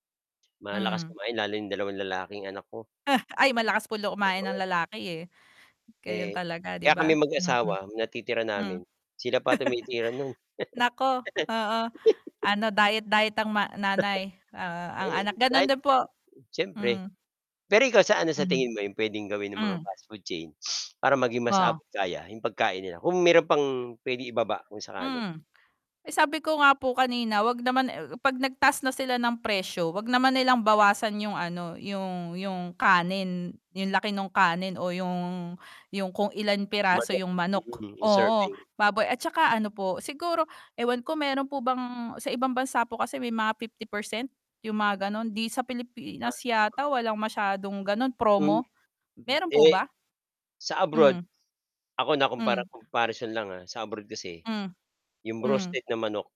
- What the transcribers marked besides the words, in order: static; scoff; chuckle; giggle; chuckle; sniff
- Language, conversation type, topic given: Filipino, unstructured, Ano ang masasabi mo sa sobrang pagmahal ng pagkain sa mga mabilisang kainan?